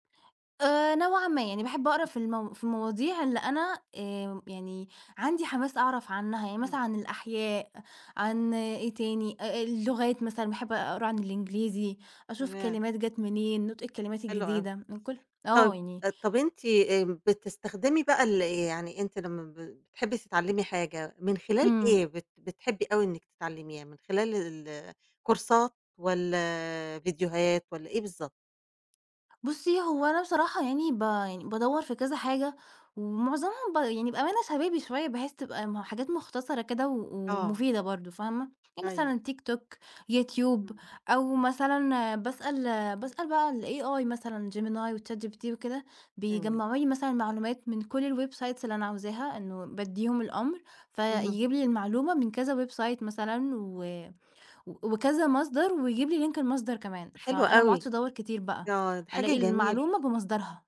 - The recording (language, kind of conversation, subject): Arabic, podcast, إيه اللي بيحفزك تفضل تتعلم دايمًا؟
- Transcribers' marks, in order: in English: "كورسات"; in English: "الAI"; in English: "الwebsites"; in English: "website"; in English: "link"